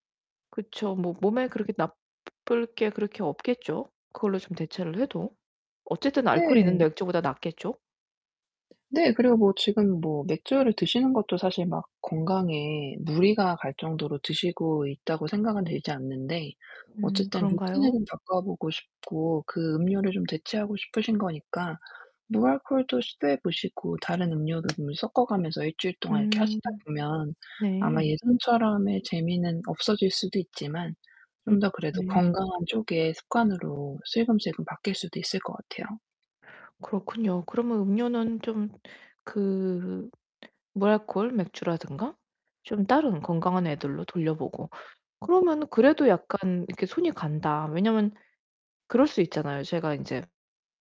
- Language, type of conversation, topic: Korean, advice, 유혹이 올 때 어떻게 하면 잘 이겨낼 수 있을까요?
- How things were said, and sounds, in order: tapping; other background noise; distorted speech